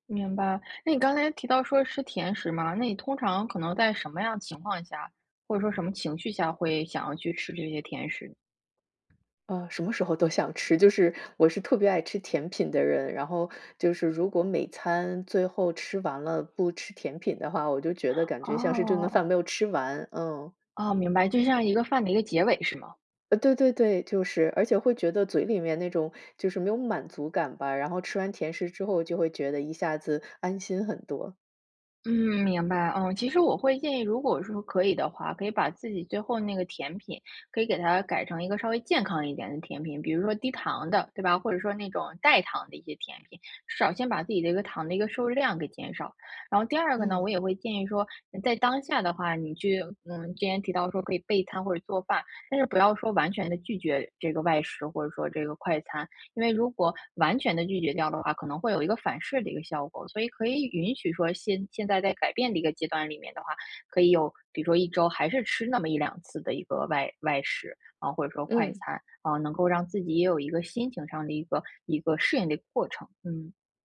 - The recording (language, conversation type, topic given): Chinese, advice, 我怎样在预算有限的情况下吃得更健康？
- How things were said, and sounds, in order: other background noise; laughing while speaking: "想"; tapping